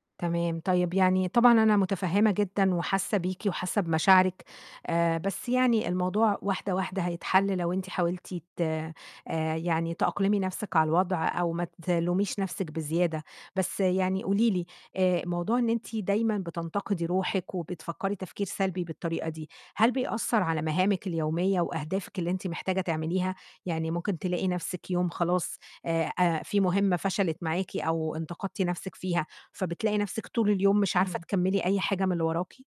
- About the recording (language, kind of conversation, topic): Arabic, advice, إزاي أقدر أتعامل مع التفكير السلبي المستمر وانتقاد الذات اللي بيقلّلوا تحفيزي؟
- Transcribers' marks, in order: none